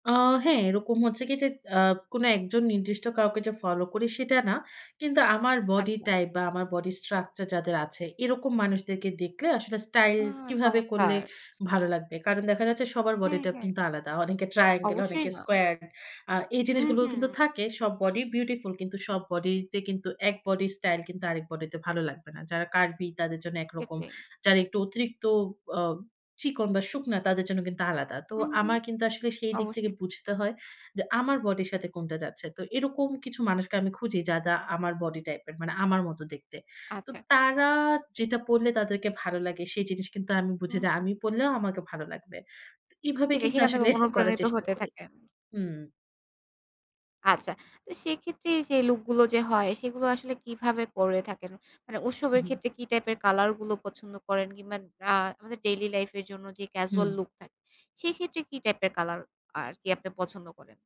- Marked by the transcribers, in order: other noise; chuckle
- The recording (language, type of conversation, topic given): Bengali, podcast, আপনি যে পোশাক পরলে সবচেয়ে আত্মবিশ্বাসী বোধ করেন, সেটার অনুপ্রেরণা আপনি কার কাছ থেকে পেয়েছেন?